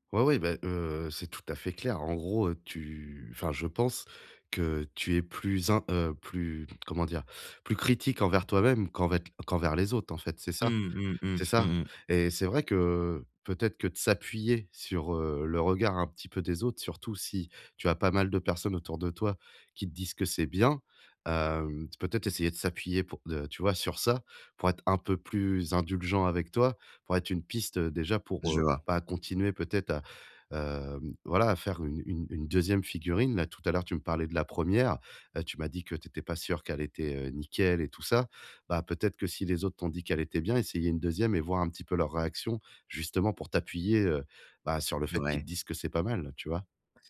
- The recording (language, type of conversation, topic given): French, advice, Comment apprendre de mes erreurs sans me décourager quand j’ai peur d’échouer ?
- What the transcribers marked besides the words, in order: tapping